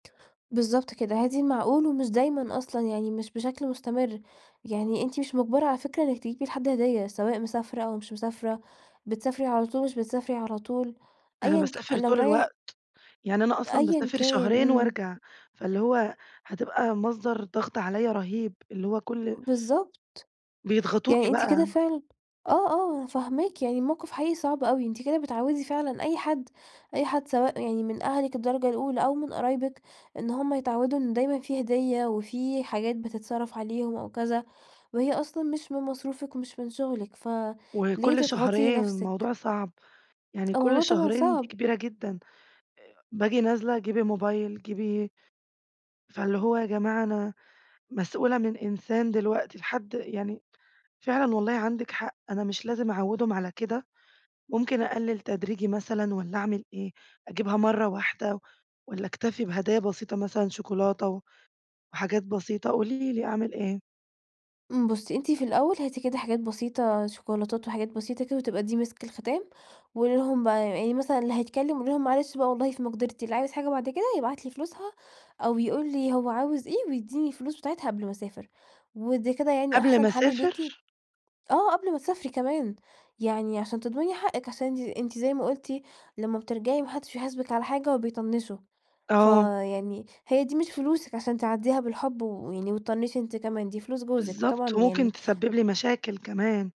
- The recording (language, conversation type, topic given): Arabic, advice, إزاي أتعامل مع ضغط إنّي أفضّل أدعم أهلي مادّيًا بشكل مستمر رغم إن إمكانياتي محدودة؟
- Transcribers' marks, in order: tapping